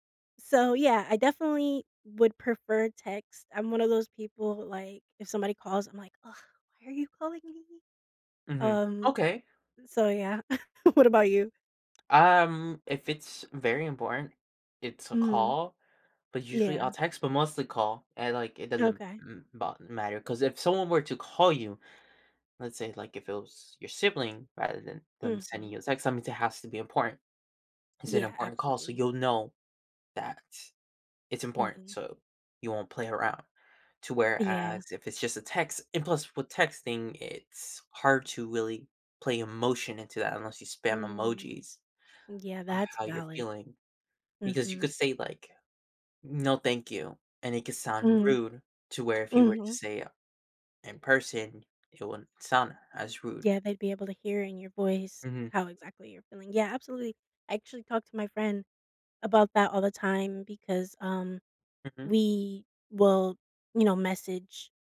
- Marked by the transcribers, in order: other background noise; chuckle; laughing while speaking: "what"; tapping; drawn out: "Mm"
- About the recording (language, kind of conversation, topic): English, unstructured, How have smartphones changed the way we communicate?